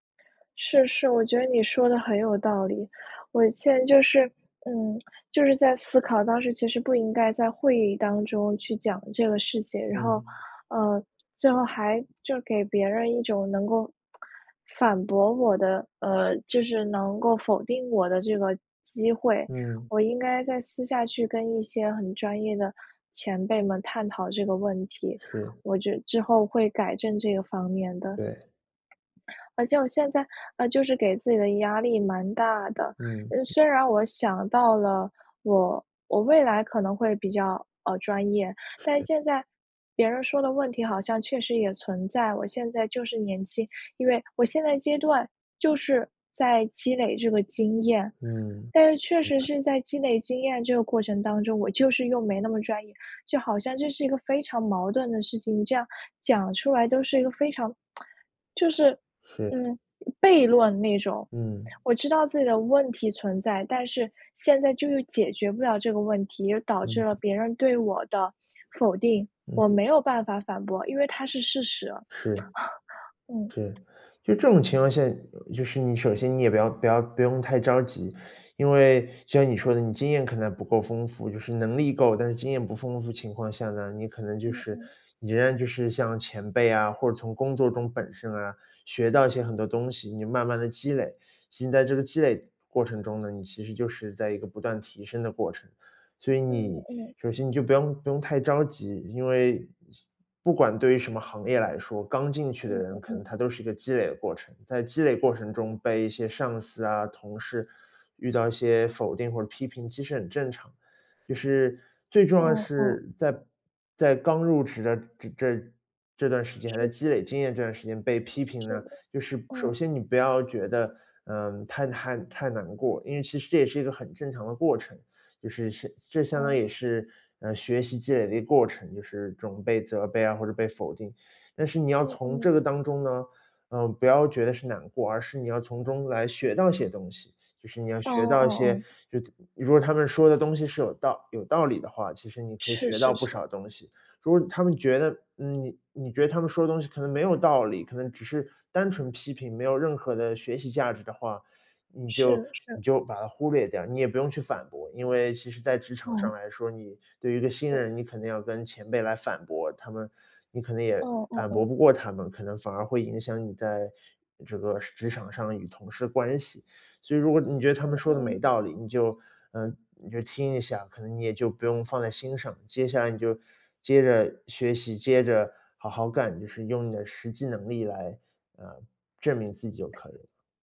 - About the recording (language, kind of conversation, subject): Chinese, advice, 在会议上被否定时，我想反驳却又犹豫不决，该怎么办？
- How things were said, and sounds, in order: tsk; other background noise; lip smack; laugh